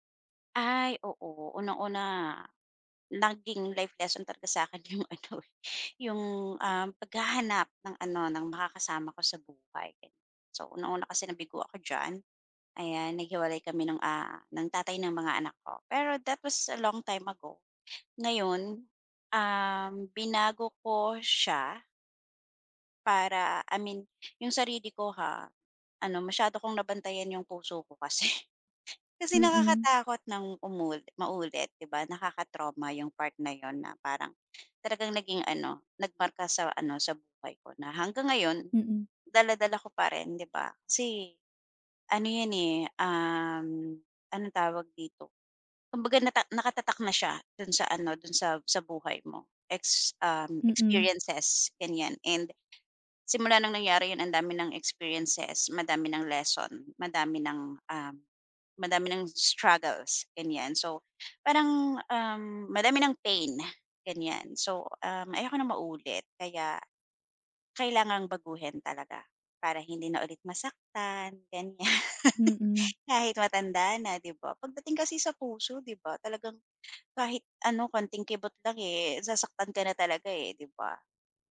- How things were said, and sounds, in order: in English: "life lesson"; laughing while speaking: "yung ano eh"; in English: "that was a long time ago"; laughing while speaking: "kasi"; laughing while speaking: "ganyan"
- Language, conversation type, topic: Filipino, podcast, Ano ang nag-udyok sa iyo na baguhin ang pananaw mo tungkol sa pagkabigo?